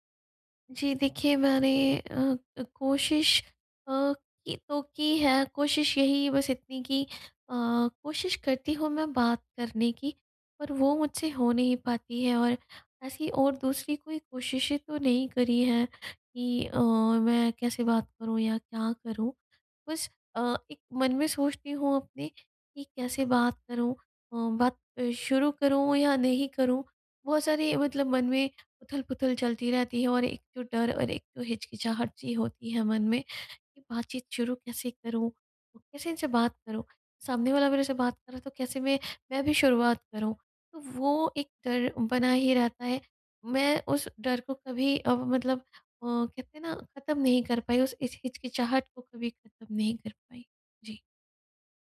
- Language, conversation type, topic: Hindi, advice, मैं बातचीत शुरू करने में हिचकिचाहट कैसे दूर करूँ?
- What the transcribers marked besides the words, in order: none